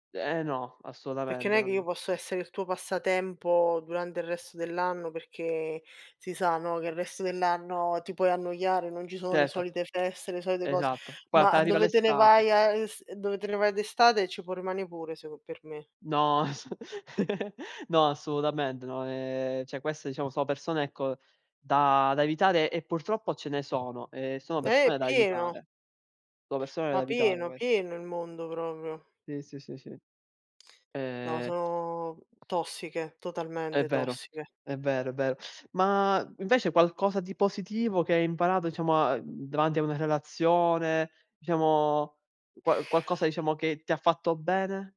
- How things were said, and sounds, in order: "Perché" said as "pecché"; other background noise; chuckle; "cioè" said as "ceh"; "qualcosa" said as "quaccosa"
- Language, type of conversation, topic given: Italian, unstructured, Come definiresti una relazione felice?